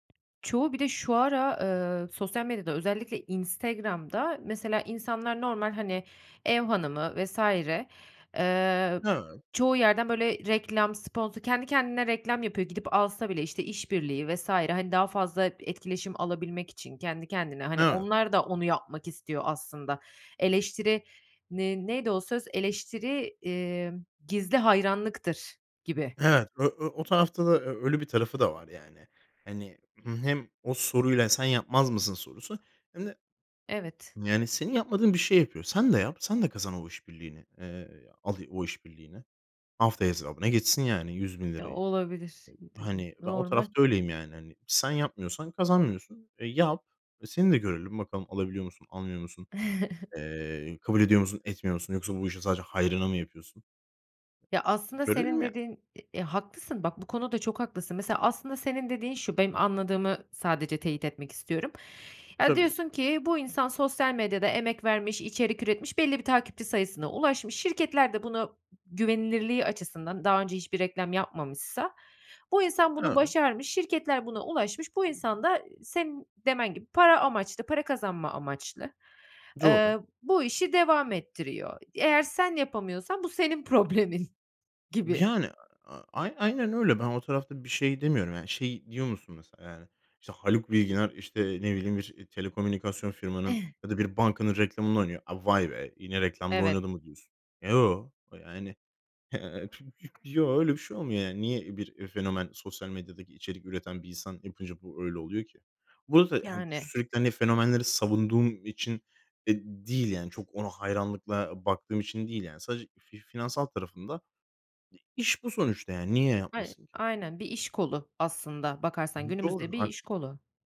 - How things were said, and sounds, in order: chuckle; laughing while speaking: "problemin"; chuckle; scoff; unintelligible speech
- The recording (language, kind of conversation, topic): Turkish, podcast, Influencerlar reklam yaptığında güvenilirlikleri nasıl etkilenir?